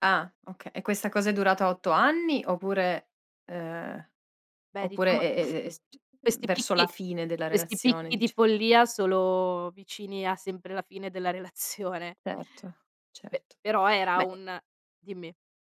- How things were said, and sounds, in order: other noise; other background noise
- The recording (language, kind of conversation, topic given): Italian, podcast, Come gestisci la sincerità nelle relazioni amorose?